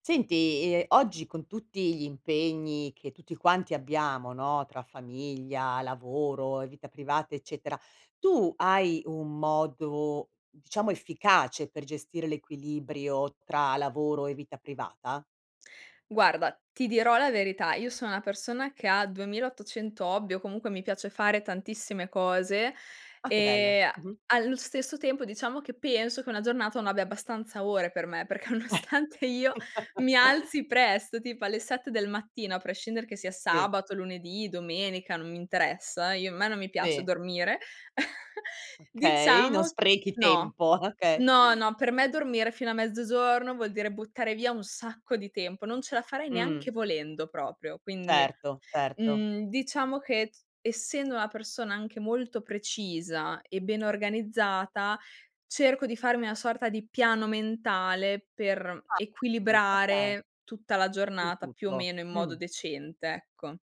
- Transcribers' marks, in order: "diciamo" said as "ciamo"; chuckle; laughing while speaking: "nonostante"; chuckle; other background noise
- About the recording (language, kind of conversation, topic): Italian, podcast, Come gestisci davvero l’equilibrio tra lavoro e vita privata?